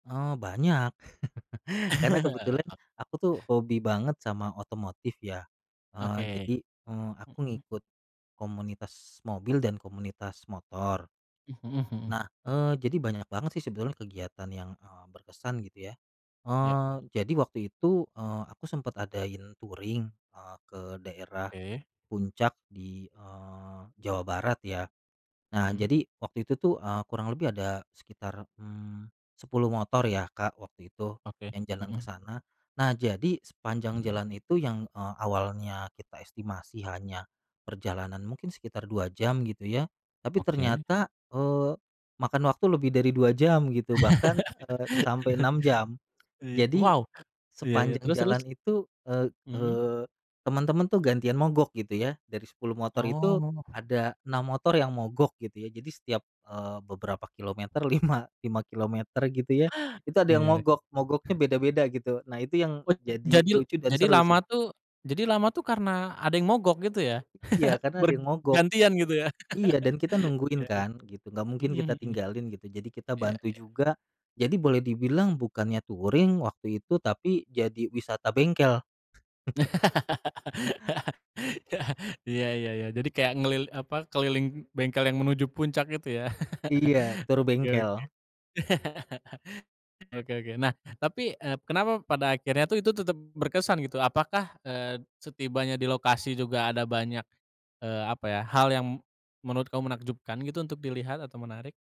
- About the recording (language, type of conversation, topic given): Indonesian, podcast, Apa pengalaman paling berkesan yang pernah kamu dapatkan dari hobi kamu?
- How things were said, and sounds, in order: chuckle; laugh; in English: "touring"; breath; other background noise; tapping; laugh; chuckle; laugh; in English: "touring"; laugh; laughing while speaking: "Iya"; chuckle; laugh; in English: "tour"